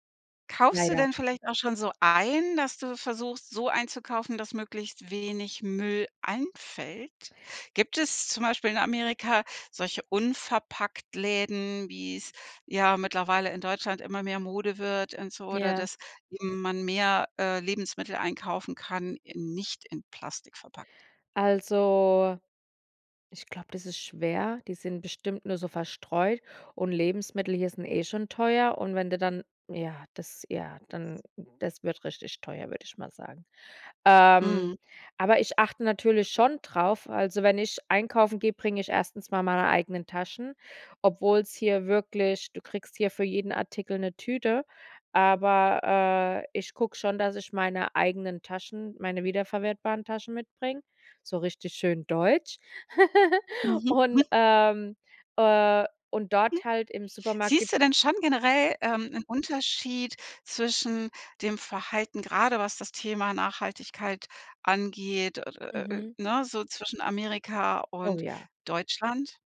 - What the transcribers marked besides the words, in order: drawn out: "Also"; other background noise; giggle
- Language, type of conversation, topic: German, podcast, Wie organisierst du die Mülltrennung bei dir zu Hause?